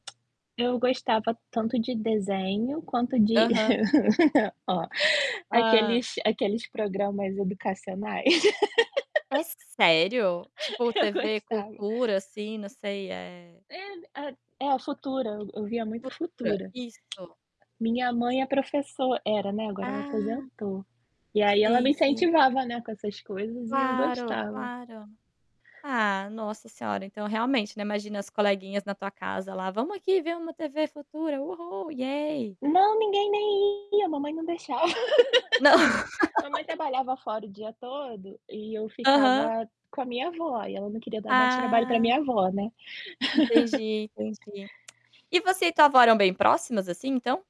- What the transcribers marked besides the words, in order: laugh; laugh; laughing while speaking: "Eu gostava"; tapping; distorted speech; static; other background noise; laughing while speaking: "Não"; laugh; laugh
- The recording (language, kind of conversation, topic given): Portuguese, unstructured, Qual era a sua brincadeira favorita na infância e por quê?